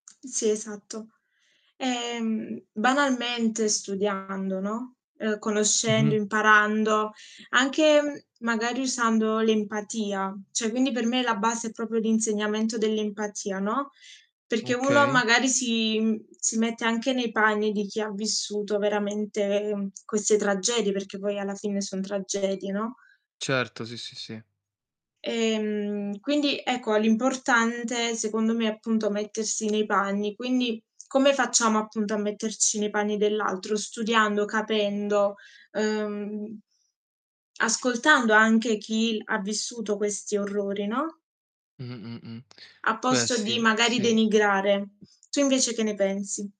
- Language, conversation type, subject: Italian, unstructured, Come possiamo usare la storia per evitare di ripetere errori in futuro?
- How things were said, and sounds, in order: static; distorted speech; "cioè" said as "ceh"; tapping; other background noise